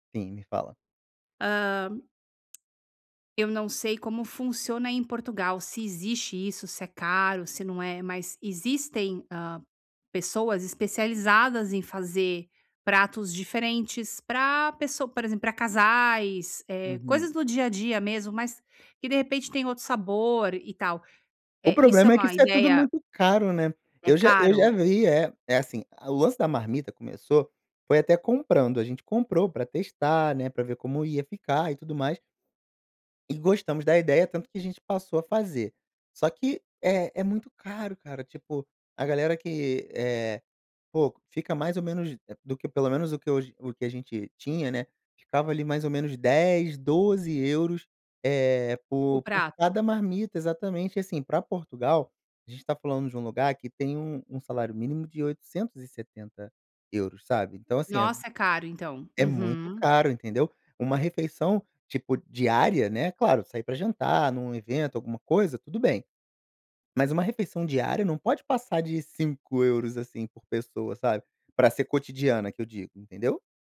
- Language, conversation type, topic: Portuguese, advice, Como equilibrar a praticidade dos alimentos industrializados com a minha saúde no dia a dia?
- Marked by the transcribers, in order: "Poxa" said as "Pô"